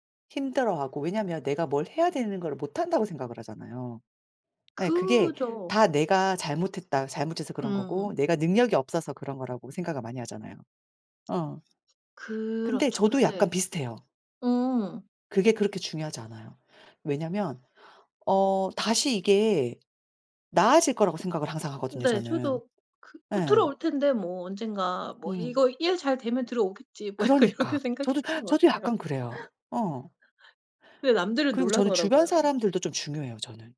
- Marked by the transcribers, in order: tapping; other background noise; laughing while speaking: "약간 이렇게 생각했던 것 같아요"; laugh
- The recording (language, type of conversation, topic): Korean, unstructured, 자신감을 키우는 가장 좋은 방법은 무엇이라고 생각하세요?